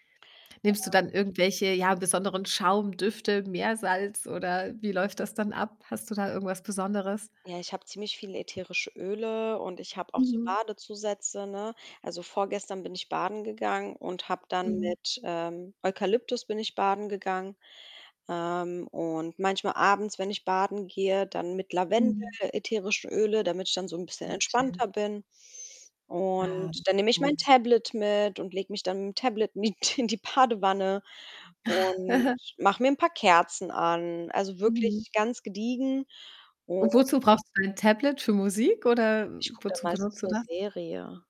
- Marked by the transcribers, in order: distorted speech; laughing while speaking: "mit in die Badewanne"; giggle
- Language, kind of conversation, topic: German, podcast, Wie bringst du Unterstützung für andere und deine eigene Selbstfürsorge in ein gutes Gleichgewicht?